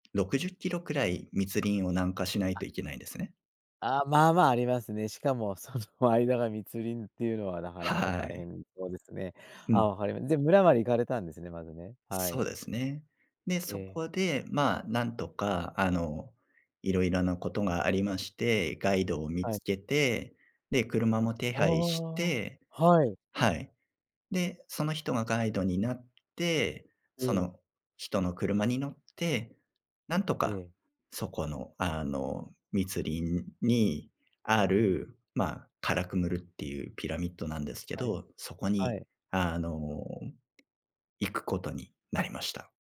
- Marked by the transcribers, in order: tapping
- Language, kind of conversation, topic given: Japanese, podcast, 旅先での偶然の発見で、今でも覚えていることはありますか？